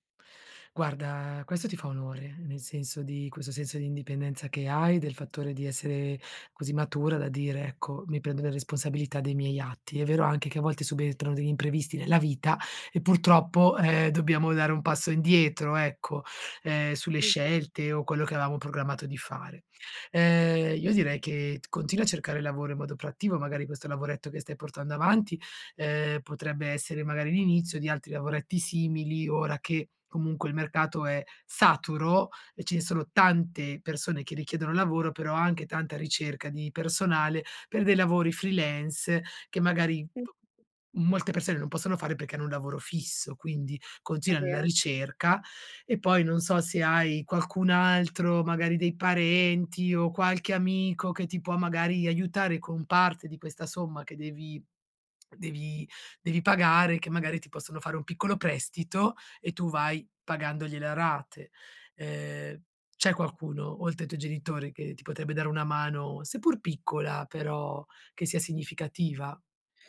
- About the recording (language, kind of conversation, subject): Italian, advice, Come posso bilanciare il risparmio con le spese impreviste senza mettere sotto pressione il mio budget?
- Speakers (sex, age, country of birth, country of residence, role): female, 25-29, Italy, Italy, user; female, 40-44, Italy, Spain, advisor
- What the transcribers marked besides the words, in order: tapping; in English: "freelance"; swallow